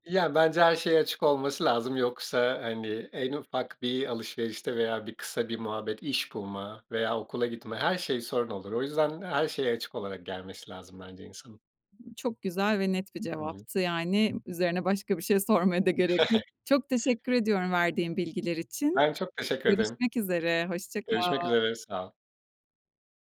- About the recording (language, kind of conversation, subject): Turkish, podcast, Çok kültürlü olmak seni nerede zorladı, nerede güçlendirdi?
- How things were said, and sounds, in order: other background noise; chuckle